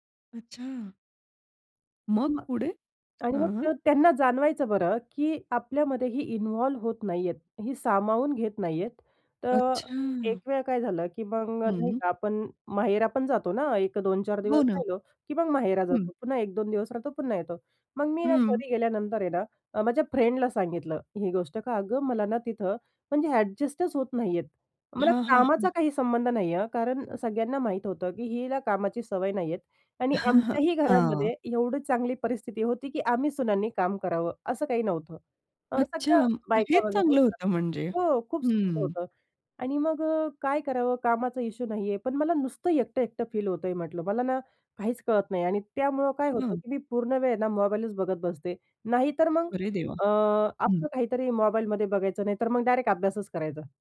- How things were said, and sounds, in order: other noise; other background noise; in English: "फ्रेंडला"; chuckle; tapping
- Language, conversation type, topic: Marathi, podcast, एकटेपणा कमी करण्यासाठी आपण काय करता?